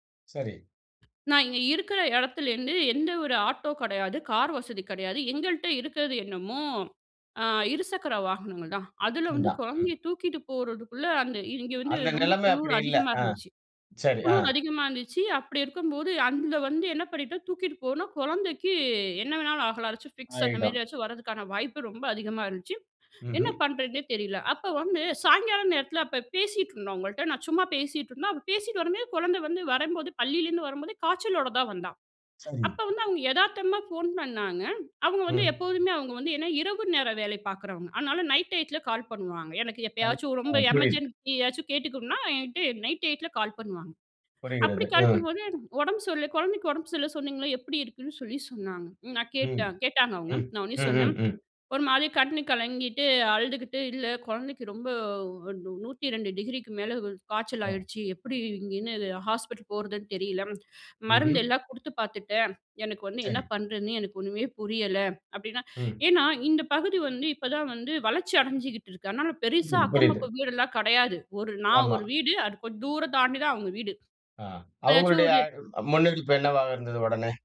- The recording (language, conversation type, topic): Tamil, podcast, நீ நெருக்கமான நட்பை எப்படி வளர்த்துக் கொள்கிறாய்?
- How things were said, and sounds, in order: other background noise; in English: "ஃபிக்ஸ்"; other noise; in English: "நைட் டைத்துல கால்"; in English: "எமர்ஜென்சி"; in English: "நைட் டைத்துல கால்"